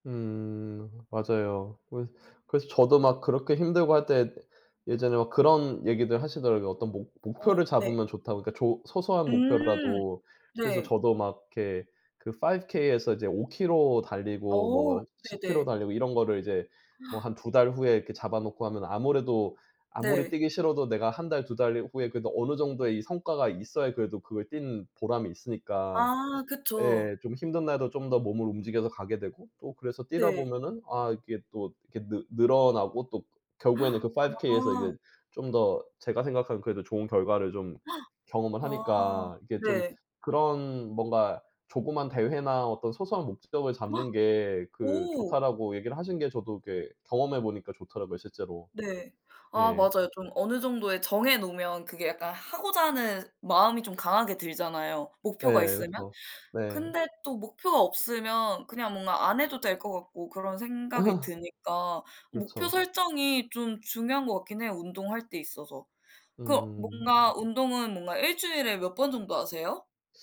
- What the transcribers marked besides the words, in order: in English: "five K에서"; gasp; gasp; in English: "five K에서"; gasp; gasp; laugh
- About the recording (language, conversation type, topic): Korean, unstructured, 운동을 하면서 가장 기억에 남는 경험은 무엇인가요?